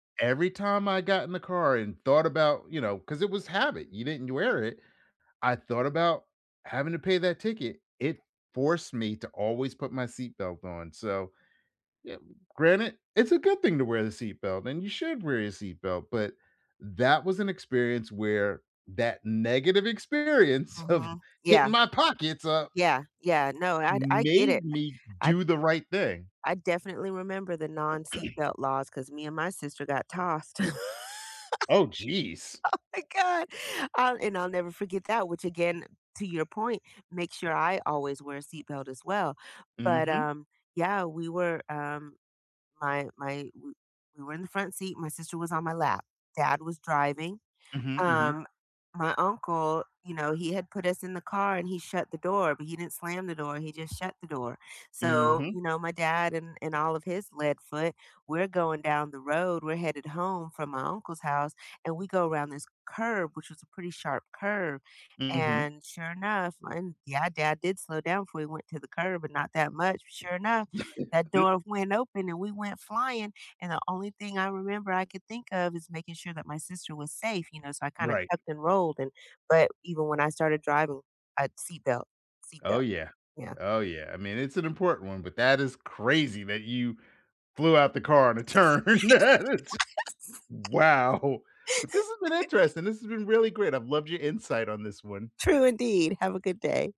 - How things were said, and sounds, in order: chuckle; throat clearing; laugh; laughing while speaking: "Oh my god"; tapping; chuckle; other noise; laugh; laughing while speaking: "turn. Its"
- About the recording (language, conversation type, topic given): English, unstructured, How do memories influence the choices we make today?